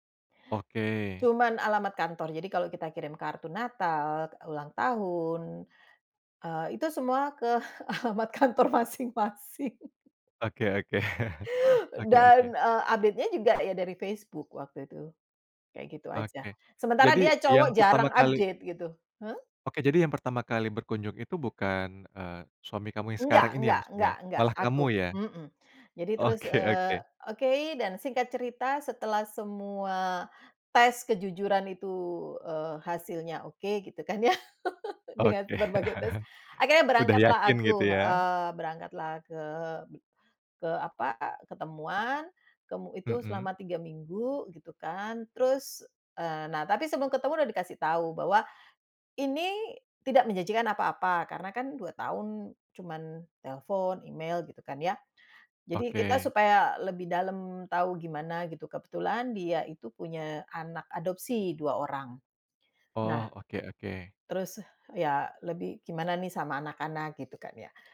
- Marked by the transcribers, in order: chuckle; laughing while speaking: "alamat kantor masing-masing"; chuckle; inhale; in English: "update-nya"; tapping; in English: "update"; laughing while speaking: "Oke"; laugh; laughing while speaking: "Dengan berbagai tes"; laughing while speaking: "Oke"; chuckle
- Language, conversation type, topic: Indonesian, podcast, Bagaimana cerita migrasi keluarga memengaruhi identitas kalian?